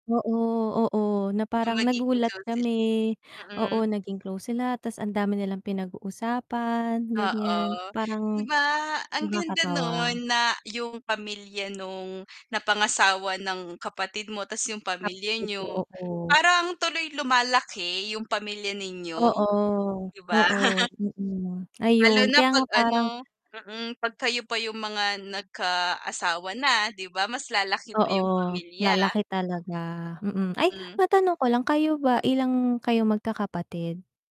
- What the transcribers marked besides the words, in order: tapping; static; distorted speech; chuckle; other background noise
- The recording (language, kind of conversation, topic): Filipino, unstructured, Ano ang pinakamasayang alaala mo sa pagtitipon ng pamilya?